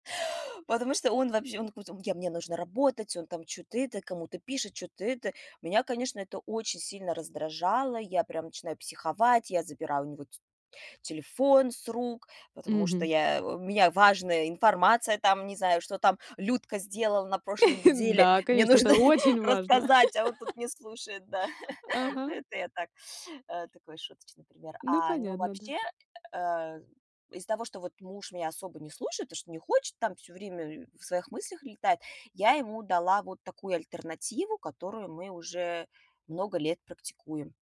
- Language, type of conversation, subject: Russian, podcast, Как телефон и его уведомления мешают вам по-настоящему слушать собеседника?
- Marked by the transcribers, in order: chuckle; chuckle; laugh; chuckle; tapping